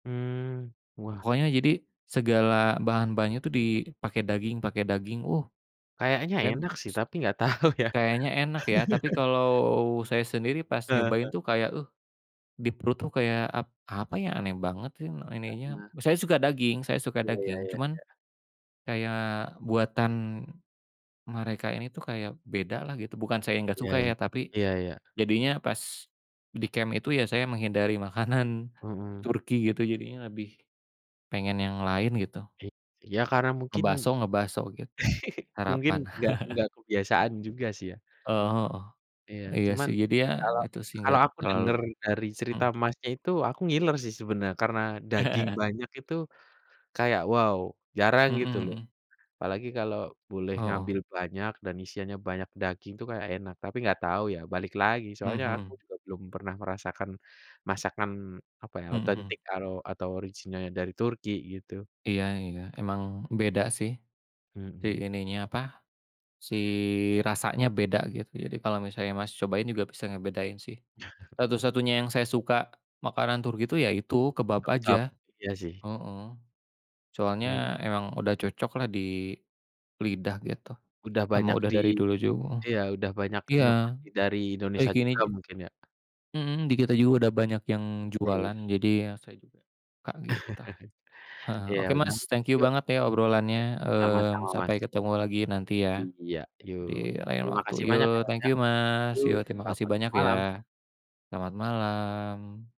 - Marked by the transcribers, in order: teeth sucking; laughing while speaking: "tahu ya"; laugh; in English: "camp"; laughing while speaking: "makanan"; laugh; chuckle; tapping; laugh; laugh; "tuh" said as "tah"; laugh; other background noise
- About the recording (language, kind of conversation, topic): Indonesian, unstructured, Apa sarapan andalan Anda saat terburu-buru di pagi hari?